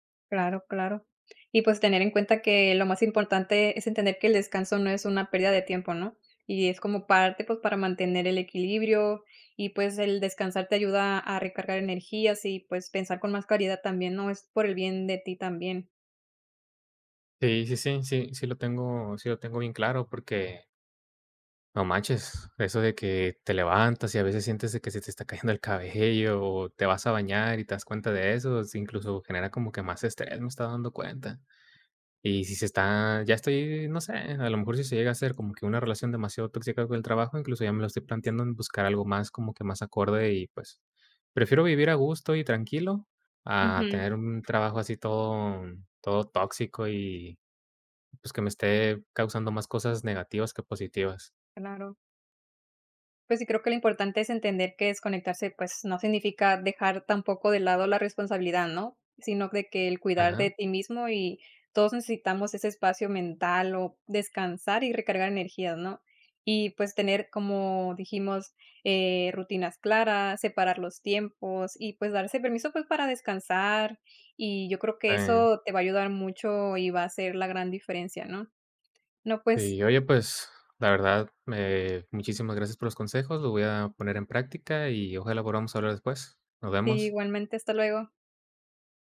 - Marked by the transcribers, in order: tapping; laughing while speaking: "cayendo el cabello"; other background noise
- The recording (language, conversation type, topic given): Spanish, advice, ¿Por qué me cuesta desconectar después del trabajo?